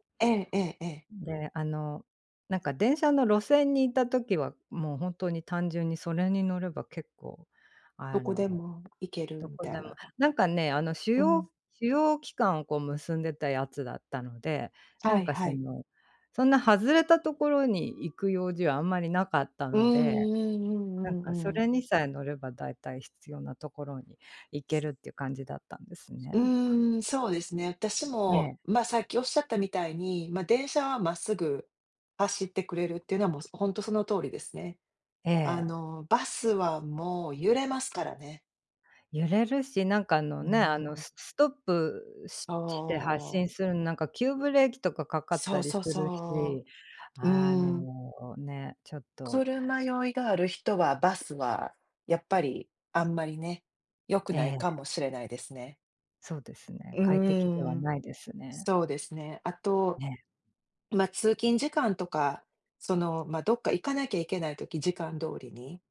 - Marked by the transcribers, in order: tapping; siren; other background noise
- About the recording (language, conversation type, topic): Japanese, unstructured, 電車とバスでは、どちらの移動手段がより便利ですか？